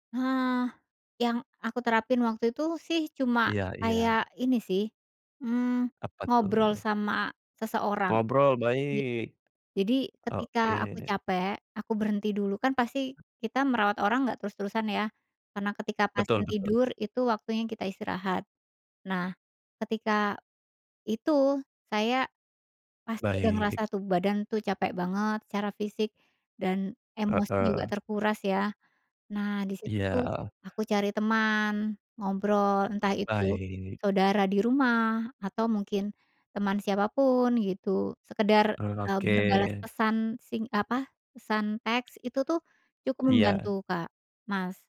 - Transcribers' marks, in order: tapping; other background noise
- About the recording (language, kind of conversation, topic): Indonesian, podcast, Pengalaman belajar informal apa yang paling mengubah hidupmu?